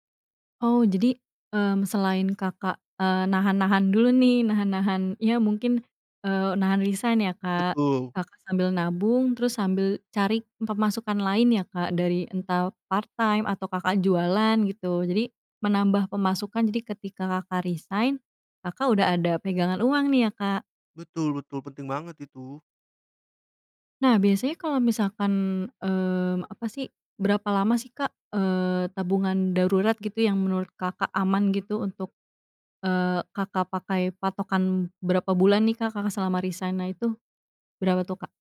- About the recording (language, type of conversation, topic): Indonesian, podcast, Bagaimana kamu mengatur keuangan saat mengalami transisi kerja?
- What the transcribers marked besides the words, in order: in English: "part time"